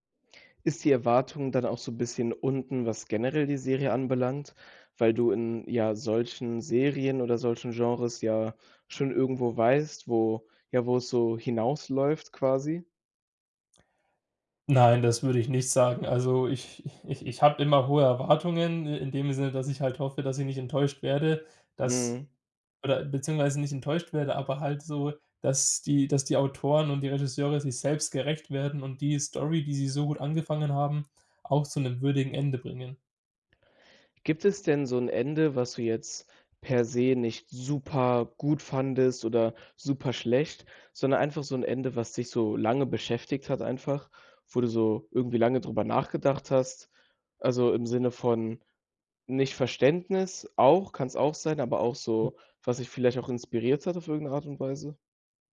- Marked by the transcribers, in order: other noise
- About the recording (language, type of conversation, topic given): German, podcast, Was macht ein Serienfinale für dich gelungen oder enttäuschend?